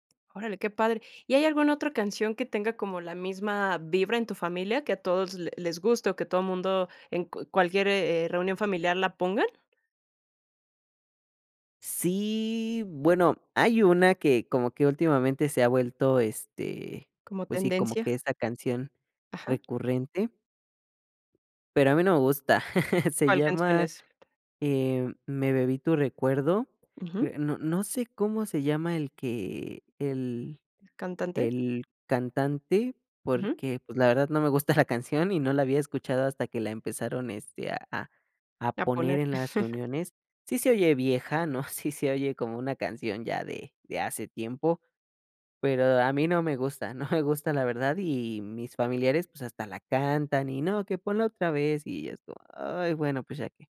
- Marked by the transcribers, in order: laugh; other background noise; chuckle; chuckle
- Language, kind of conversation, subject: Spanish, podcast, ¿Qué canción siempre suena en reuniones familiares?